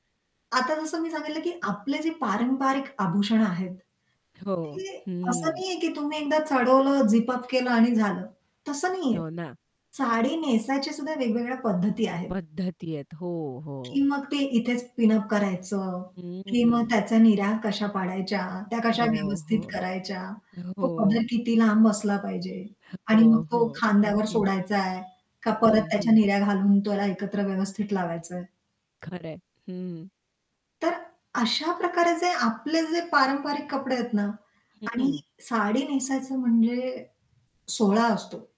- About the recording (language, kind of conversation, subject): Marathi, podcast, कपड्यांमुळे तुमचा मूड बदलतो का?
- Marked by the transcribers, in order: static; distorted speech; other street noise; tapping; other background noise